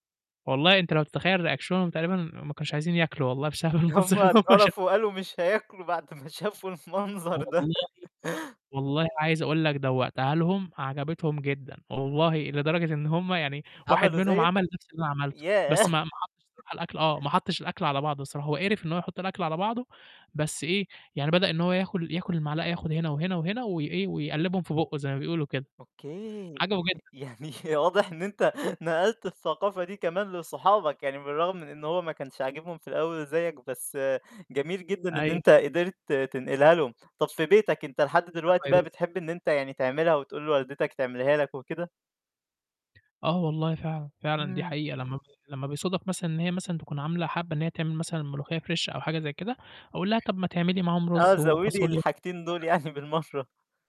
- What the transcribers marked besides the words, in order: in English: "ريأكشنهم"; laughing while speaking: "المنظر اللي هُم شافوه"; laughing while speaking: "هُم اتقرفوا وقالوا مش هياكلوا بعد ما شافوا المنظر ده"; chuckle; unintelligible speech; "ياكل" said as "ياخل"; laughing while speaking: "يعني واضح إن أنت نقلت الثقافة دي كمان لصحابك"; unintelligible speech; in English: "fresh"; laughing while speaking: "يعني بالمَرّة"; unintelligible speech
- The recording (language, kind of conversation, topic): Arabic, podcast, إيه أكتر أكلة عائلية فاكرها من طفولتك؟